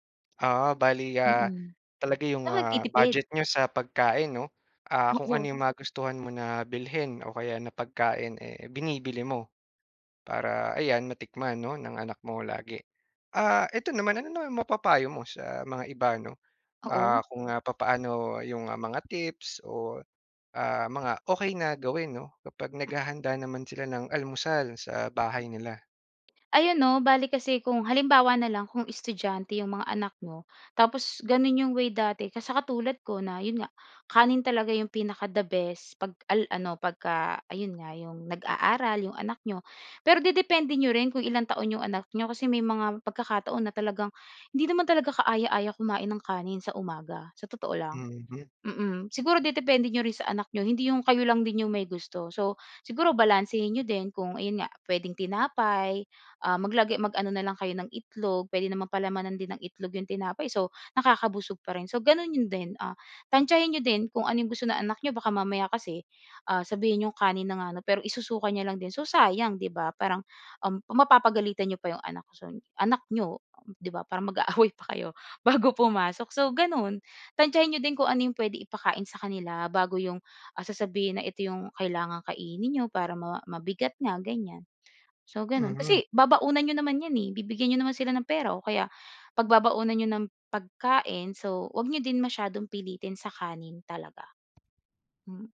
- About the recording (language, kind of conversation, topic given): Filipino, podcast, Ano ang karaniwang almusal ninyo sa bahay?
- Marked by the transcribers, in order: other background noise; laughing while speaking: "mag-aaway pa kayo bago pumasok"